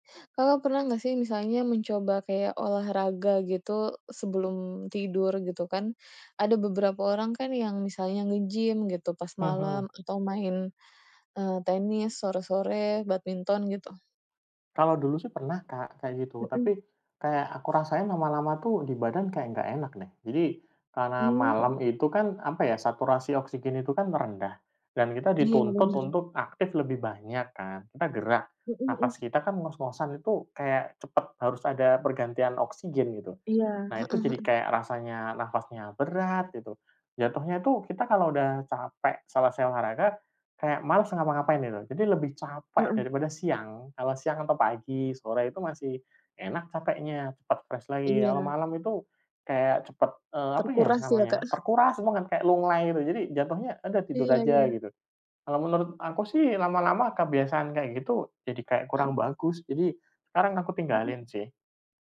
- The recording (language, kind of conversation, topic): Indonesian, unstructured, Apa rutinitas malam yang membantu kamu tidur nyenyak?
- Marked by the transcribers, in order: other background noise; in English: "fresh"